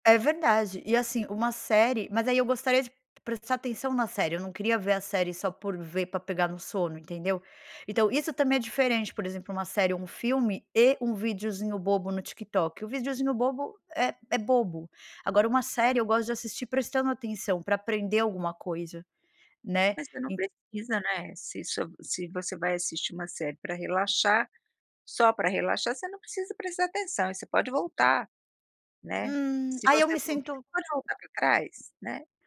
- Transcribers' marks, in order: none
- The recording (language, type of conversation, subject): Portuguese, podcast, De que jeito o celular atrapalha o seu dia a dia?